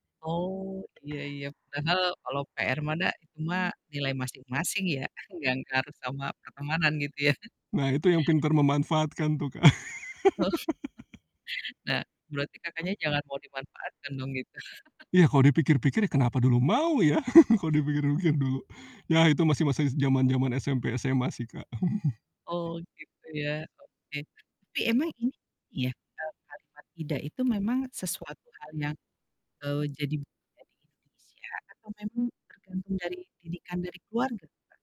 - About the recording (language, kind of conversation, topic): Indonesian, podcast, Pernahkah kamu merasa sulit mengatakan tidak kepada orang lain?
- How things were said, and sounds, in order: in Sundanese: "da"; chuckle; chuckle; laughing while speaking: "Oh"; laugh; chuckle; chuckle; "masa" said as "mases"; chuckle; distorted speech